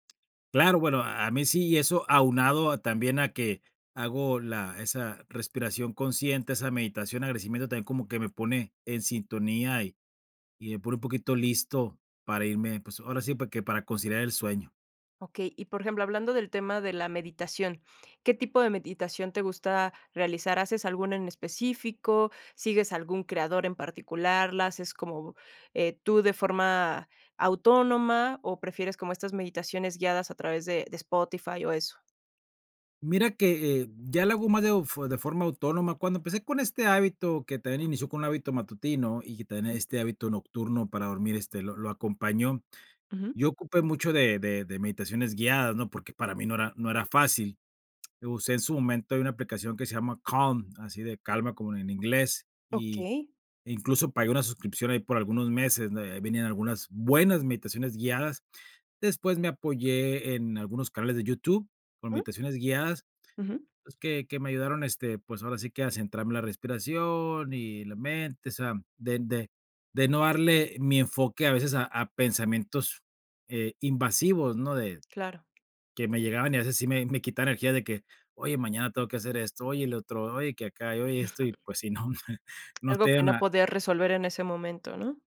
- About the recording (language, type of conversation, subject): Spanish, podcast, ¿Qué hábitos te ayudan a dormir mejor por la noche?
- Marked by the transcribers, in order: other background noise; lip smack; giggle; tapping; chuckle